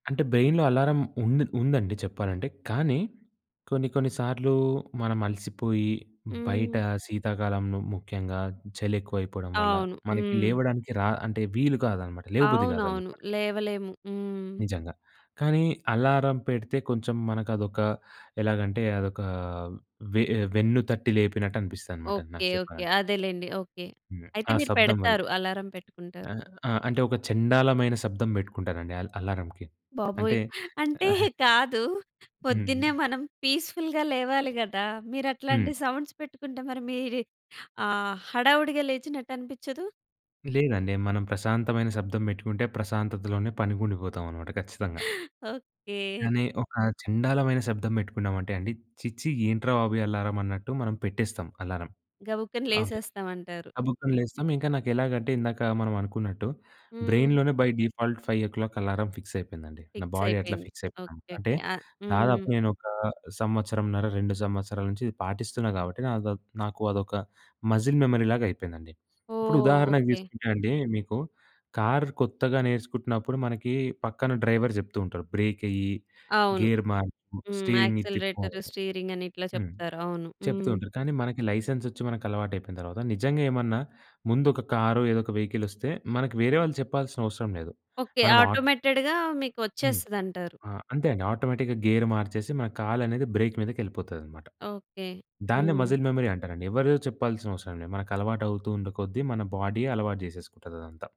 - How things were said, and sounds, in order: giggle; other noise; in English: "పీస్‌ఫుల్‌గా"; in English: "సౌండ్స్"; giggle; in English: "బై డిఫాల్ట్ ఫైవ్ ఓ క్లాక్"; in English: "బాడీ"; in English: "మజిల్"; in English: "డ్రైవర్"; in English: "గేర్"; in English: "ఆటోమేటెడ్‌గా"; in English: "ఆటోమేటిక్‌గా గేర్"; in English: "బ్రేక్"; in English: "మజిల్ మెమరీ"
- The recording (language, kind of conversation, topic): Telugu, podcast, మీ కెరీర్‌లో ఆరోగ్యకరమైన పని–జీవితం సమతుల్యత ఎలా ఉండాలని మీరు భావిస్తారు?